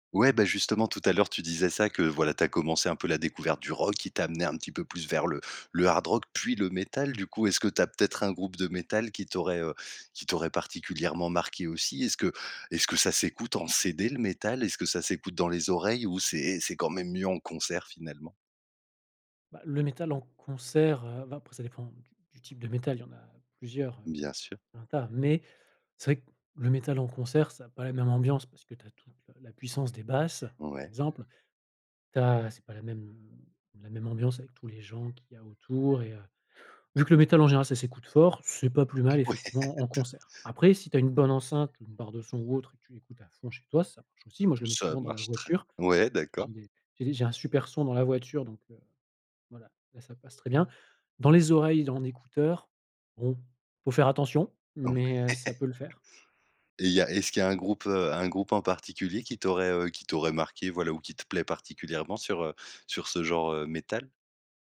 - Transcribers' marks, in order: background speech; laughing while speaking: "Ouais"; other background noise; chuckle
- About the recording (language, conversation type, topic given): French, podcast, Quelle chanson t’a fait découvrir un artiste important pour toi ?